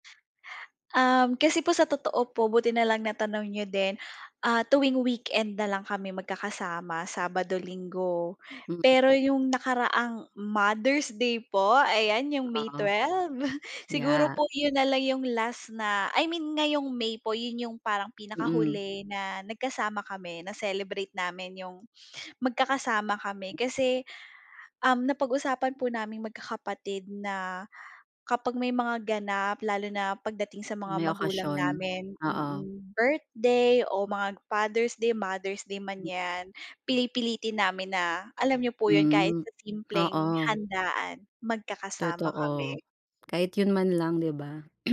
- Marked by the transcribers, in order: laughing while speaking: "ayan 'yong May 12"
- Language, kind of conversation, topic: Filipino, unstructured, Ano ang pinaka-memorable mong kainan kasama ang pamilya?